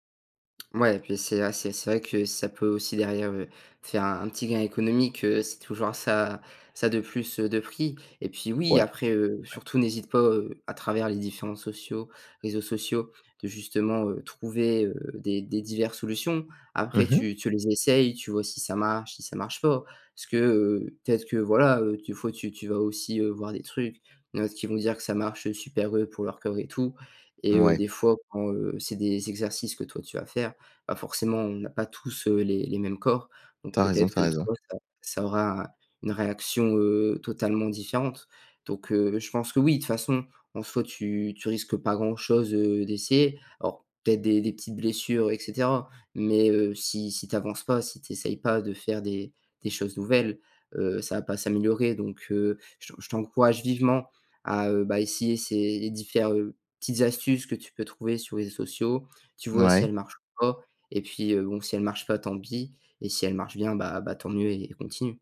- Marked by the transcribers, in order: tapping
- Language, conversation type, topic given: French, advice, Comment reprendre le sport après une longue pause sans risquer de se blesser ?